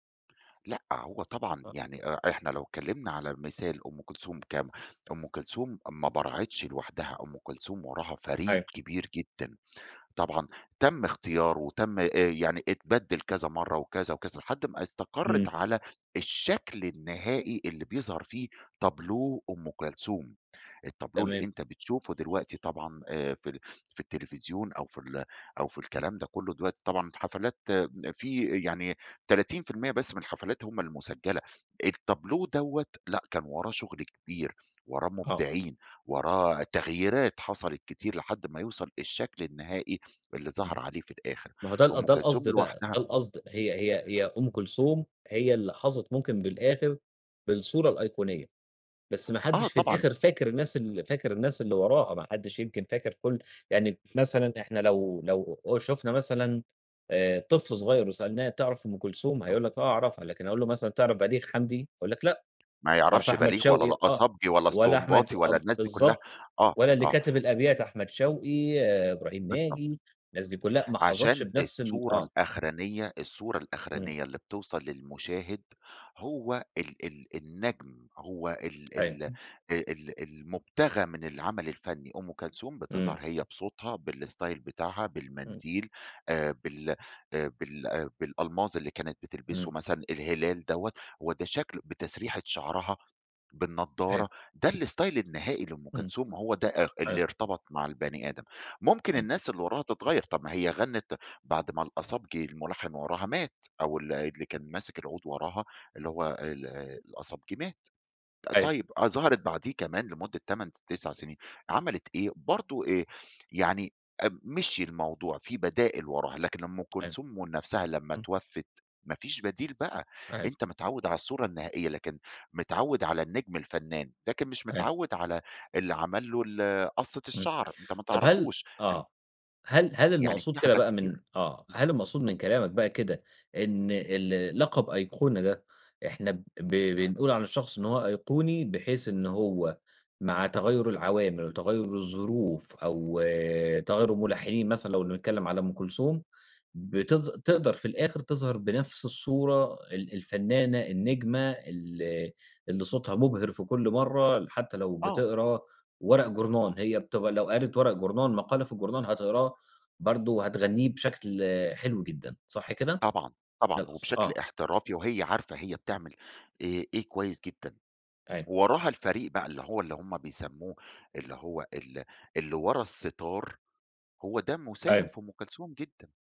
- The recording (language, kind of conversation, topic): Arabic, podcast, إيه اللي بيخلّي الأيقونة تفضل محفورة في الذاكرة وليها قيمة مع مرور السنين؟
- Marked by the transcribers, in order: in English: "تابلو"; in English: "التابلو"; in English: "التابلو"; tapping; in English: "بالستايل"; in English: "الإستايل"